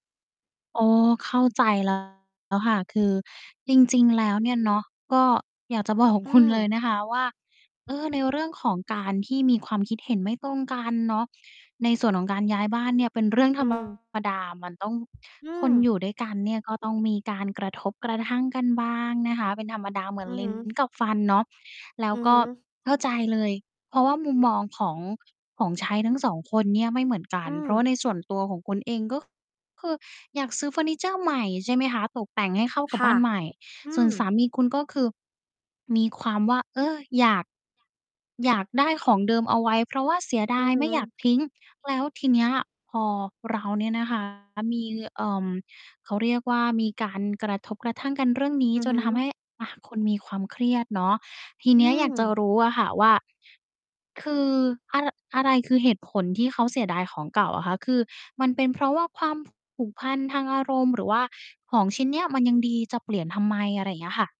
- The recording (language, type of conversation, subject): Thai, advice, ฉันควรทำอย่างไรเมื่อความสัมพันธ์กับคู่รักตึงเครียดเพราะการย้ายบ้าน?
- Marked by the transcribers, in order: distorted speech; tapping; other background noise